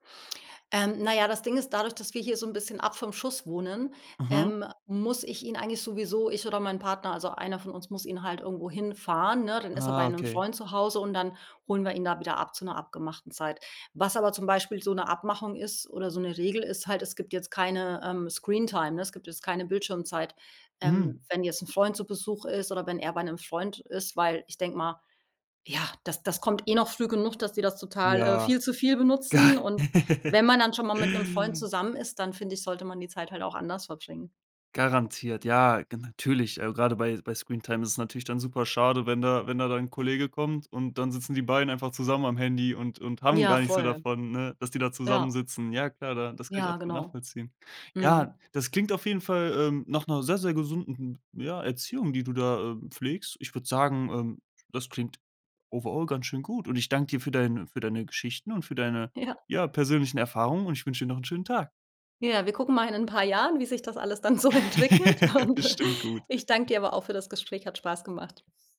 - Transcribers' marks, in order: other noise; chuckle; in English: "overall"; chuckle; laughing while speaking: "so entwickelt. Und, äh"; chuckle
- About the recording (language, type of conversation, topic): German, podcast, Wie sehr durftest du als Kind selbst entscheiden?